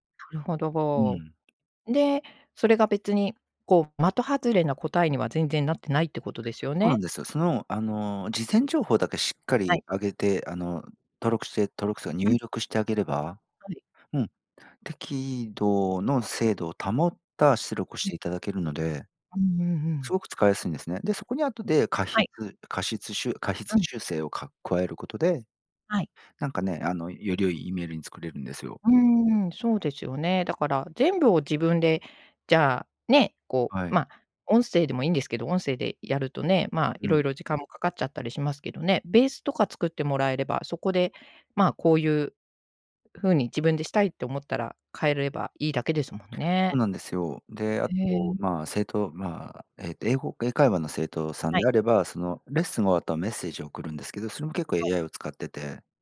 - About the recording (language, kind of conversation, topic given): Japanese, podcast, これから学んでみたいことは何ですか？
- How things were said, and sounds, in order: other noise